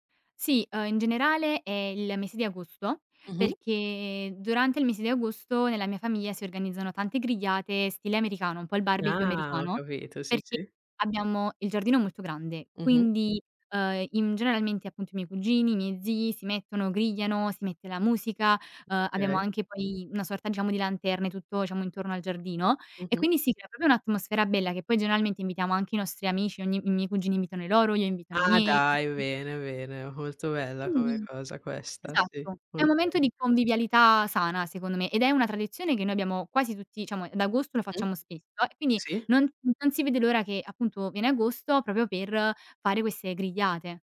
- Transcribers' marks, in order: "famiglia" said as "famiia"; other background noise; "Okay" said as "kay"; "proprio" said as "propo"; other noise; "quindi" said as "quini"; "proprio" said as "propio"
- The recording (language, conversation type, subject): Italian, podcast, Qual è una tradizione di famiglia a cui sei particolarmente affezionato?